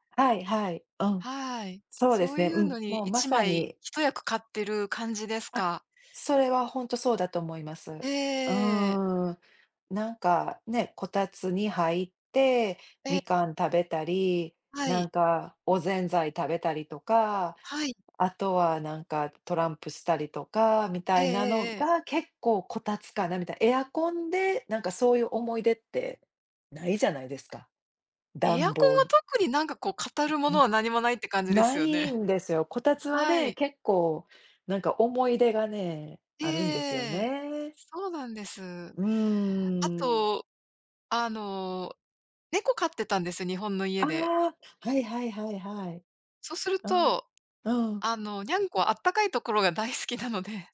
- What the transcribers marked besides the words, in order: other noise; tapping; laughing while speaking: "大好きなので"
- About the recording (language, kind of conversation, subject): Japanese, unstructured, 冬の暖房にはエアコンとこたつのどちらが良いですか？
- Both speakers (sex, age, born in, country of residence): female, 50-54, Japan, United States; female, 55-59, Japan, United States